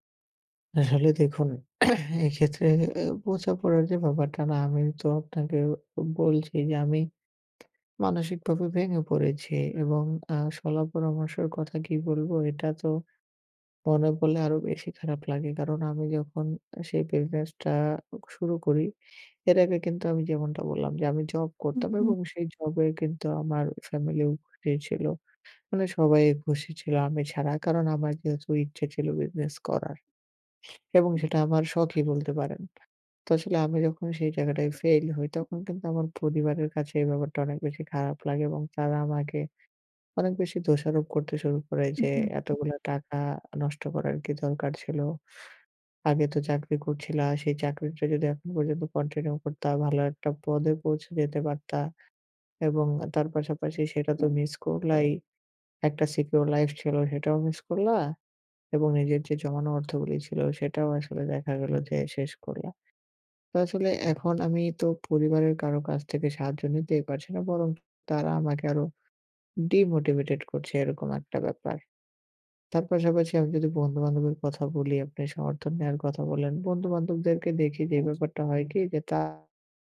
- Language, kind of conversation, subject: Bengali, advice, ব্যর্থ হলে কীভাবে নিজের মূল্য কম ভাবা বন্ধ করতে পারি?
- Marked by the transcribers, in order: throat clearing; other noise; tapping; sniff; other background noise; in English: "সিকিউর লাইফ"